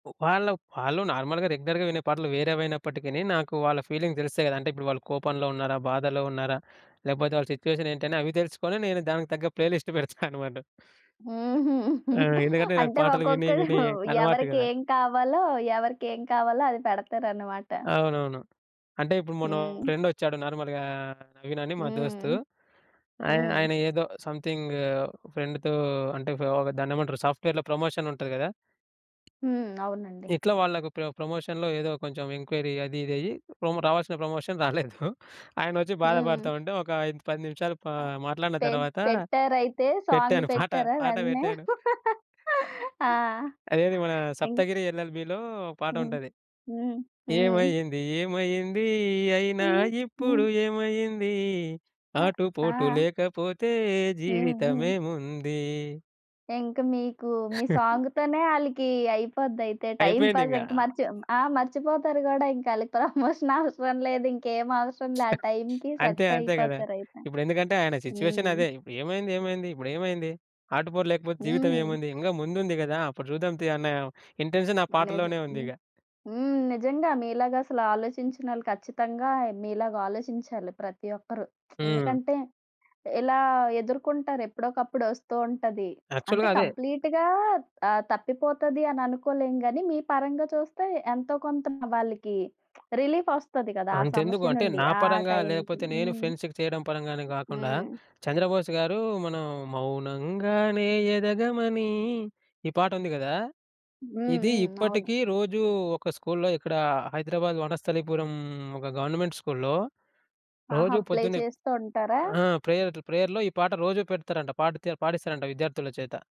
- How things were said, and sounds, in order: in English: "నార్మల్‌గా రెగ్యులర్‌గా"; in English: "ఫీలింగ్స్"; in English: "సిట్యుయేషన్"; in English: "ప్లే లిస్ట్"; giggle; laughing while speaking: "అంటే ఒక్కొక్కరు ఎవరికి ఏం కావాలో"; in English: "ఫ్రెండ్"; in English: "నార్మల్‌గా"; in English: "సమ్‌థింగ్ ఫ్రెండ్‌తో"; in English: "సాఫ్ట్‌వేర్‌లో ప్రమోషన్"; tapping; in English: "ప్రమోషన్‌లో"; in English: "ఎన్‌క్వైరీ"; in English: "ప్రమోషన్"; giggle; in English: "సాంగ్"; giggle; other background noise; laugh; singing: "ఏమైంది? ఏమయ్యింది? అయినా ఇప్పుడు ఏమయ్యింది? ఆటుపోటు లేకపోతే జీవితం ఏముంది?"; in English: "సాంగ్‌తోనే"; chuckle; in English: "టైమ్‌పాస్"; chuckle; in English: "ప్రమోషన్"; in English: "సెట్"; in English: "సిట్యుయేషన్"; in English: "ఇంటెన్షన్"; lip smack; in English: "యాక్చువల్‌గా"; in English: "కంప్లీట్‌గా"; lip smack; in English: "రిలీఫ్"; in English: "ఫ్రెండ్స్‌కి"; singing: "మౌనంగానే ఎదగమని"; in English: "గవర్నమెంట్ స్కూల్‌లో"; in English: "ప్రేయర్"; in English: "ప్లే"; in English: "ప్రేయర్‌లో"
- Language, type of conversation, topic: Telugu, podcast, నిరాశగా ఉన్న సమయంలో మీకు బలం ఇచ్చిన పాట ఏది?